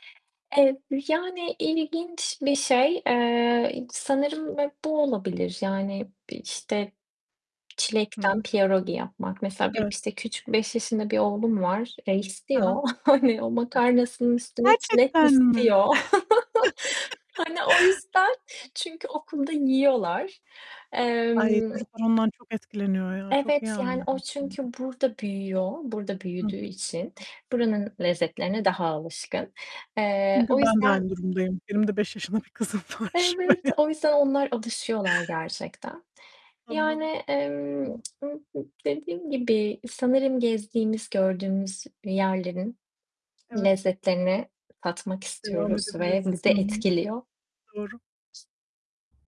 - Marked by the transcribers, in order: other background noise; chuckle; joyful: "Evet"; laughing while speaking: "bir kızım var şu an"; chuckle; unintelligible speech; distorted speech
- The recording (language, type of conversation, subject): Turkish, unstructured, Gezdiğin yerlerde hangi yerel lezzetleri denemeyi seversin?
- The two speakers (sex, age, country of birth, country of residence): female, 30-34, Turkey, Poland; female, 40-44, Turkey, United States